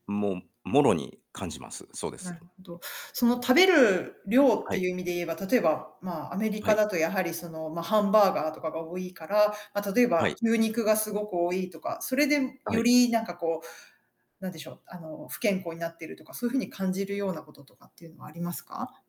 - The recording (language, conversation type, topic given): Japanese, podcast, 食べ物と環境にはどのような関係があると考えますか？
- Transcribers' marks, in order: other background noise